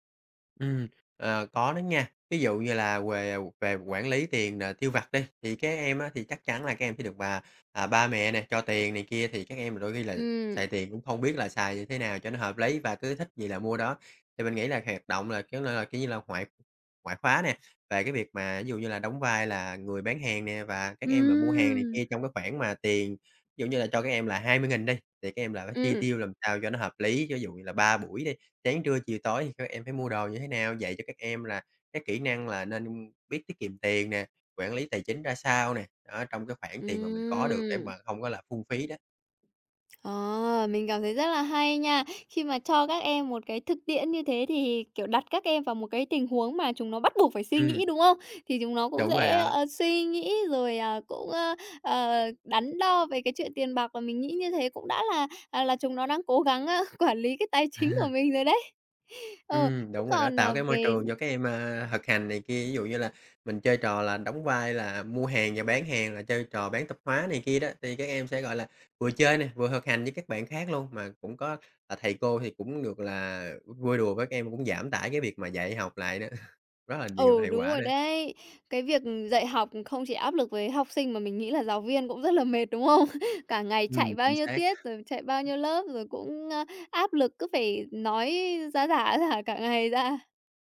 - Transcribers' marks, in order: "về" said as "quề"; tapping; laughing while speaking: "ơ"; chuckle; chuckle; other background noise; laughing while speaking: "không?"; laughing while speaking: "ra"
- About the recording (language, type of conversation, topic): Vietnamese, podcast, Bạn nghĩ nhà trường nên dạy kỹ năng sống như thế nào?